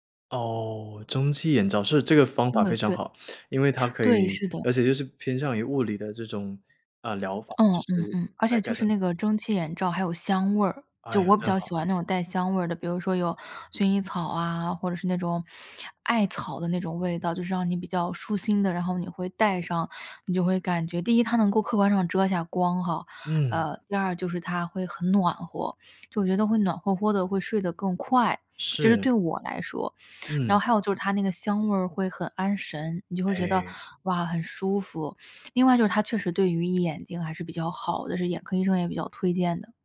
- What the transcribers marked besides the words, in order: tapping; other background noise
- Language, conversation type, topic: Chinese, podcast, 睡眠不好时你通常怎么办？